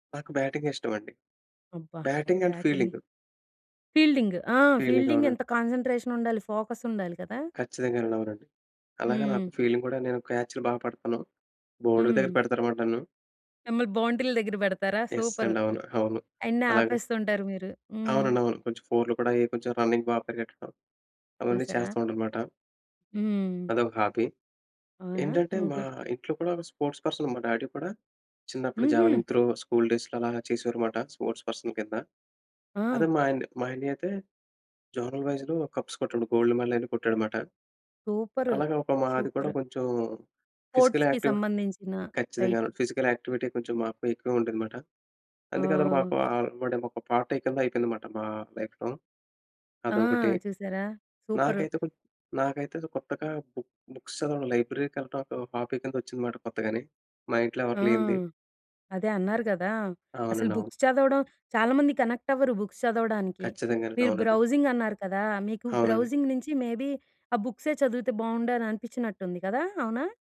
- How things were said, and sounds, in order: in English: "బ్యాటింగ్"; in English: "బ్యాటింగ్ అండ్ ఫీల్డింగ్"; in English: "బ్యాటింగ్"; in English: "ఫీల్డింగ్"; in English: "ఫీల్డింగ్"; in English: "ఫీల్డింగ్"; in English: "కాన్సన్‌ట్రేషన్"; in English: "ఫోకస్"; in English: "ఫీల్డింగ్"; tapping; in English: "బౌండరీ"; in English: "బౌంటీల"; other noise; in English: "రన్నింగ్"; in English: "హాబీ"; in English: "గుడ్"; in English: "స్పోర్ట్స్ పర్సన్"; in English: "డ్యాడీ"; in English: "జావెలిన్ త్రో స్కూల్ డేస్‌లో"; in English: "స్పోర్ట్స్ పర్సన్"; in English: "జోనల్ వైస్‌లో కప్స్"; in English: "గోల్డ్ మెడల్"; in English: "ఫిజికల్ యాక్టివి"; in English: "స్పోర్ట్స్‌కి"; in English: "రైట్"; in English: "ఫిజికల్ యాక్టివిటీ"; in English: "పార్ట్"; in English: "లైఫ్‌లో"; in English: "బుక్ బుక్స్"; in English: "లైబ్రరీకి"; in English: "హాబీ"; in English: "బుక్స్"; in English: "కనెక్ట్"; in English: "బుక్స్"; in English: "బ్రౌజింగ్"; in English: "బ్రౌజింగ్"; in English: "మేబీ"
- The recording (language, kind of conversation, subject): Telugu, podcast, మీ హాబీలను కలిపి కొత్తదేదైనా సృష్టిస్తే ఎలా అనిపిస్తుంది?